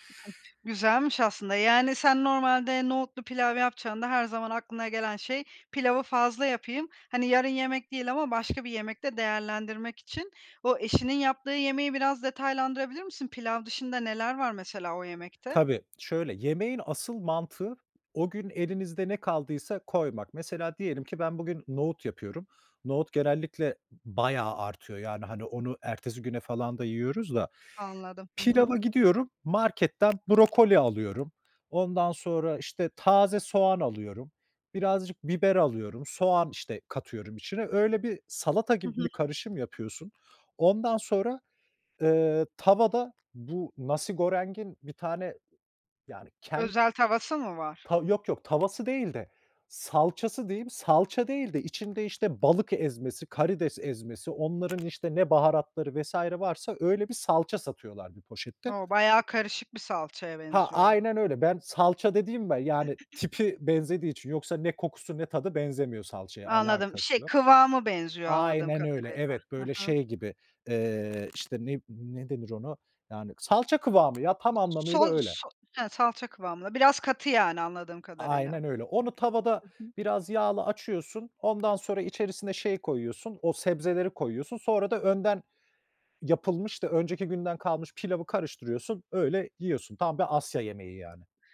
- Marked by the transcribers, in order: other noise; tapping; other background noise; in Indonesian: "nasi goreng'in"; throat clearing
- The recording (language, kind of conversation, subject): Turkish, podcast, Artan yemekleri yaratıcı şekilde değerlendirmek için hangi taktikleri kullanıyorsun?
- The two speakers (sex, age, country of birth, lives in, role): female, 30-34, Turkey, Spain, host; male, 35-39, Germany, Ireland, guest